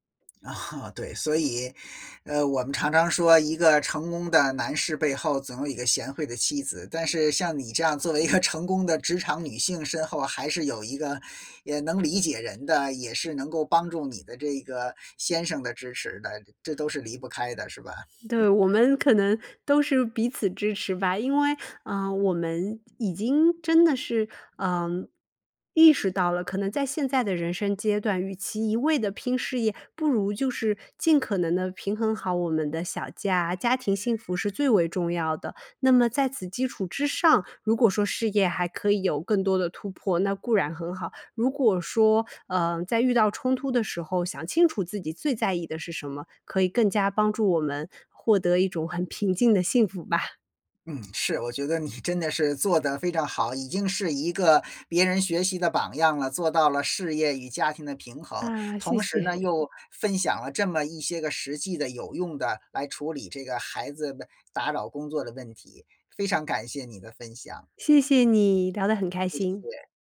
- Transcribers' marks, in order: laughing while speaking: "作为"; other background noise; chuckle; music
- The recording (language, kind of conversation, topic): Chinese, podcast, 遇到孩子或家人打扰时，你通常会怎么处理？